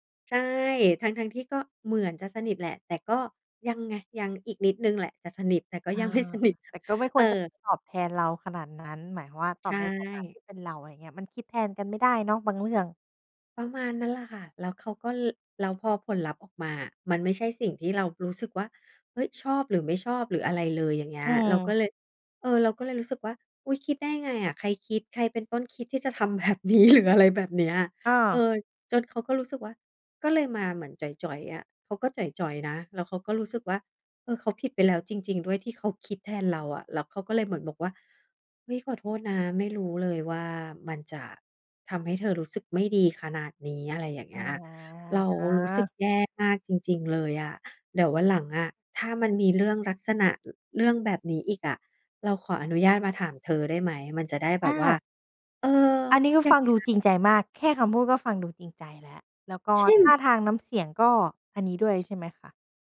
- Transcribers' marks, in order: stressed: "เหมือน"; laughing while speaking: "ไม่สนิท"; laughing while speaking: "แบบนี้ หรือ"; drawn out: "อา"
- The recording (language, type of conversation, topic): Thai, podcast, คำพูดที่สอดคล้องกับการกระทำสำคัญแค่ไหนสำหรับคุณ?
- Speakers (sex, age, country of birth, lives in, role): female, 30-34, Thailand, Thailand, host; female, 40-44, Thailand, Thailand, guest